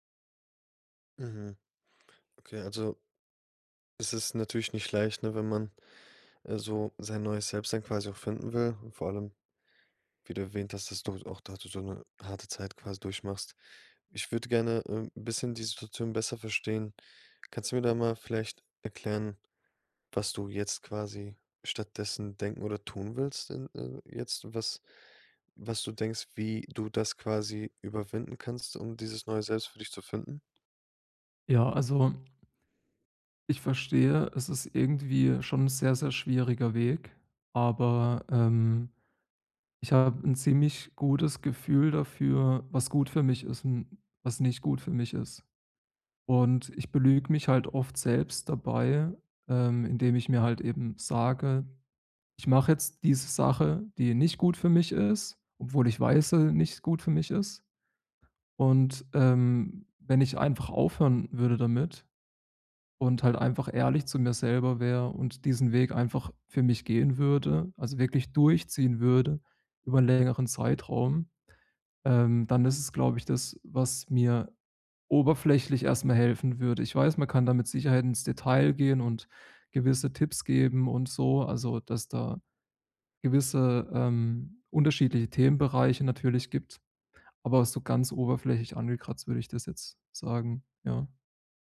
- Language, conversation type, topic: German, advice, Wie kann ich alte Muster loslassen und ein neues Ich entwickeln?
- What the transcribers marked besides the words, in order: none